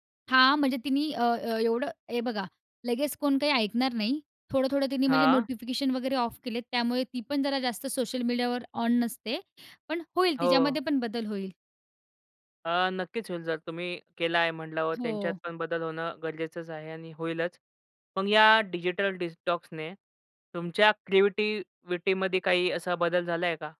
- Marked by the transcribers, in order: in English: "ऑफ"; in English: "डिटॉक्सने"; "क्रिएटिविटीमध्ये" said as "क्रिविटीविटीमध्ये"
- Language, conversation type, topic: Marathi, podcast, तुम्ही इलेक्ट्रॉनिक साधनांपासून विराम कधी आणि कसा घेता?